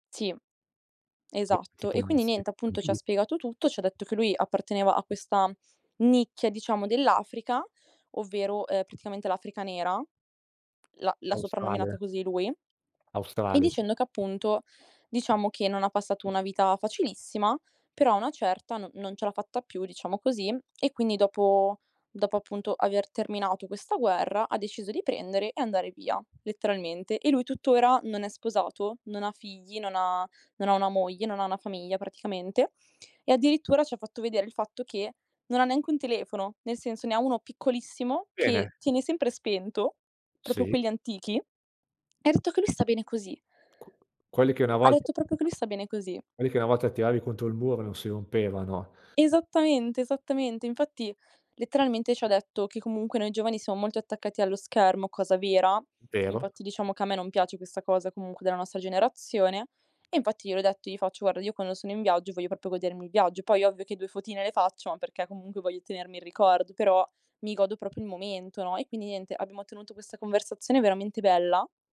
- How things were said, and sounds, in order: unintelligible speech; tapping; swallow; other background noise; "proprio" said as "propio"; "proprio" said as "propio"; "proprio" said as "propo"; "proprio" said as "propio"
- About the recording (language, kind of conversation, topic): Italian, podcast, Qual è stata l’esperienza più autentica che hai vissuto durante un viaggio?